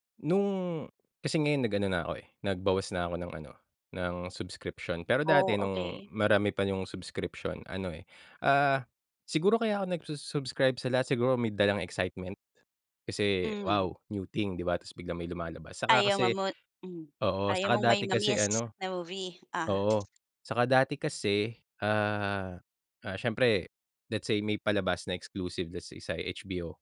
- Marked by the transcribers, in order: none
- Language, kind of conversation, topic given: Filipino, podcast, Ano ang saloobin mo tungkol sa mga suskripsiyon sa panonood online?